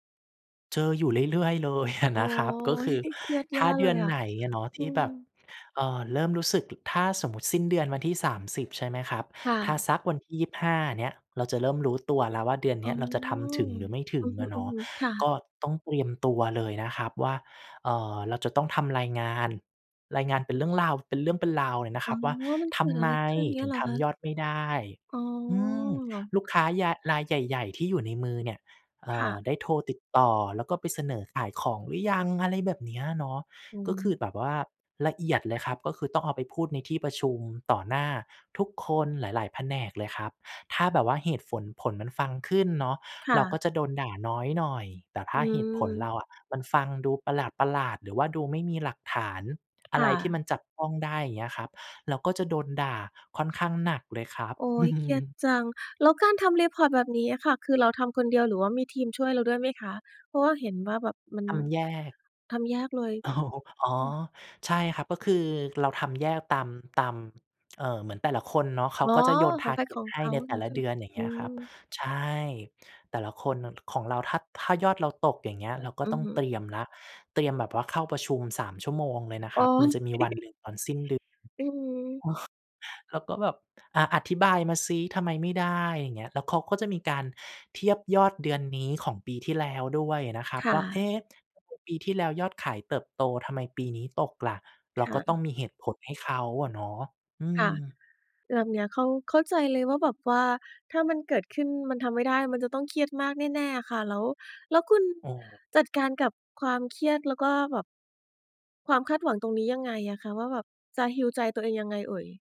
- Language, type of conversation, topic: Thai, podcast, คุณรับมือกับความคาดหวังจากคนอื่นอย่างไร?
- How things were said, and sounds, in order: laughing while speaking: "อะ"; chuckle; tapping; chuckle; in English: "report"; chuckle; in English: "target"; giggle; chuckle; other background noise; in English: "heal"